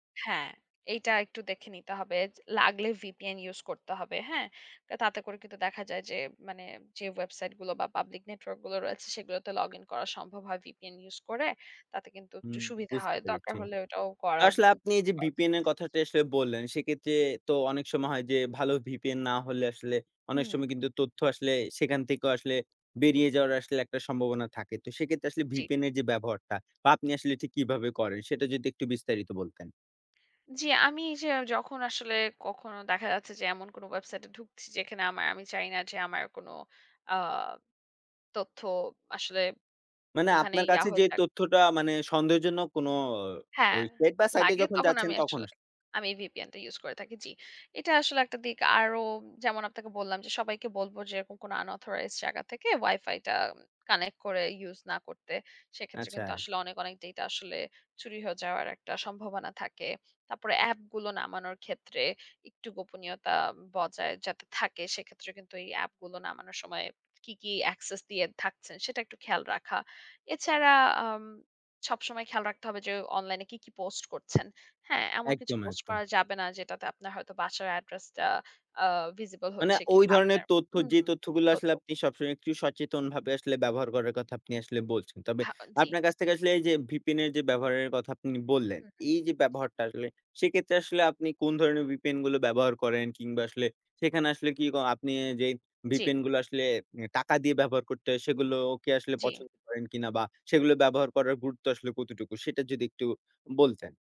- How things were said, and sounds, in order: unintelligible speech; other background noise; in English: "unauthorized"; in English: "access"; in English: "visible"
- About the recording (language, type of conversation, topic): Bengali, podcast, অনলাইনে গোপনীয়তা নিয়ে আপনি সবচেয়ে বেশি কী নিয়ে উদ্বিগ্ন?